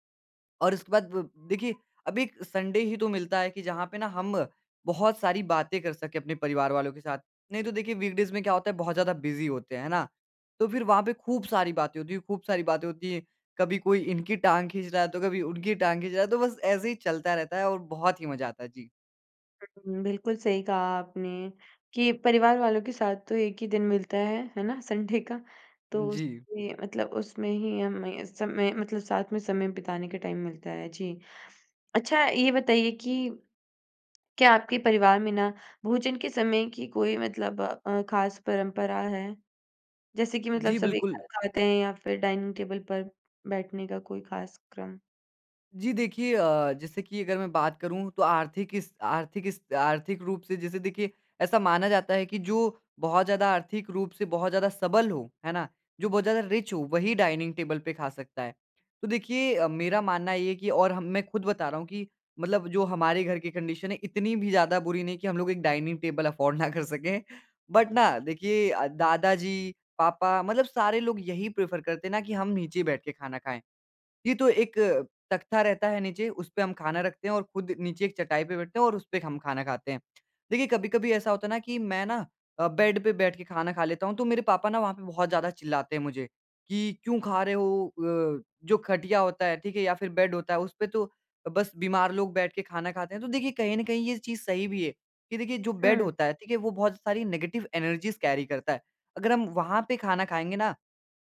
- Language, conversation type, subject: Hindi, podcast, घर की छोटी-छोटी परंपराएँ कौन सी हैं आपके यहाँ?
- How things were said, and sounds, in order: in English: "संडे"; in English: "वीकडेज़"; in English: "बिज़ी"; laughing while speaking: "संडे का"; in English: "टाइम"; in English: "रिच"; in English: "कंडीशन"; in English: "अफोर्ड"; laughing while speaking: "ना कर सकें"; in English: "बट"; in English: "प्रिफर"; in English: "बेड"; in English: "बेड"; in English: "बेड"; in English: "नेगेटिव एनर्जीज़ कैरी"